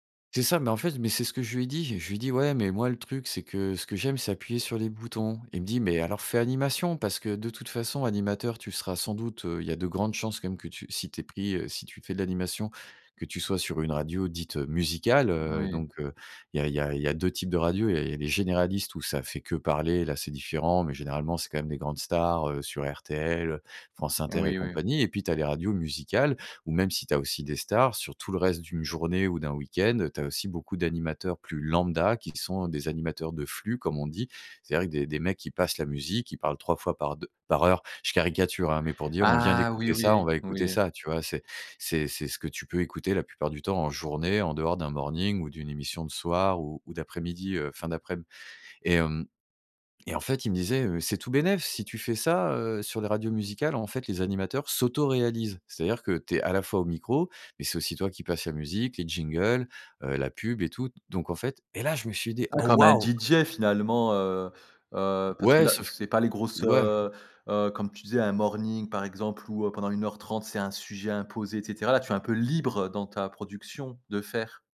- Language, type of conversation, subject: French, podcast, Peux-tu me parler d’un mentor qui a tout changé pour toi ?
- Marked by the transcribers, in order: stressed: "lambda"; stressed: "s'autoréalisent"; tapping; stressed: "libre"